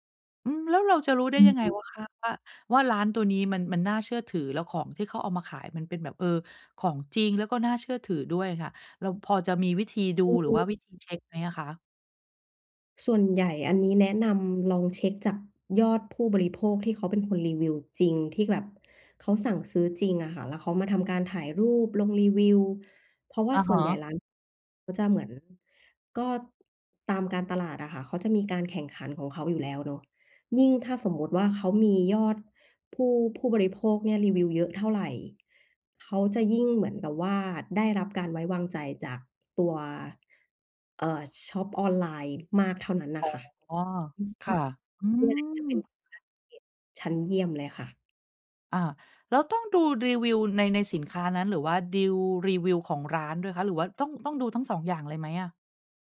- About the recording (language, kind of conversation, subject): Thai, advice, จะช็อปปิ้งให้คุ้มค่าและไม่เสียเงินเปล่าได้อย่างไร?
- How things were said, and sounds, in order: none